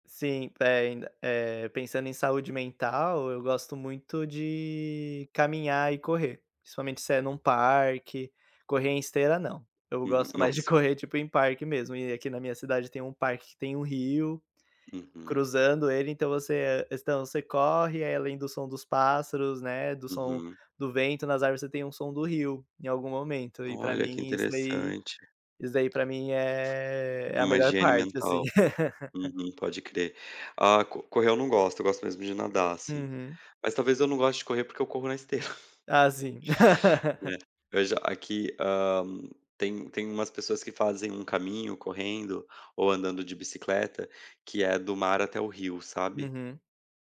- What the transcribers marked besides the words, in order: laugh; chuckle; laugh
- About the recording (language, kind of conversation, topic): Portuguese, unstructured, Como o esporte pode ajudar na saúde mental?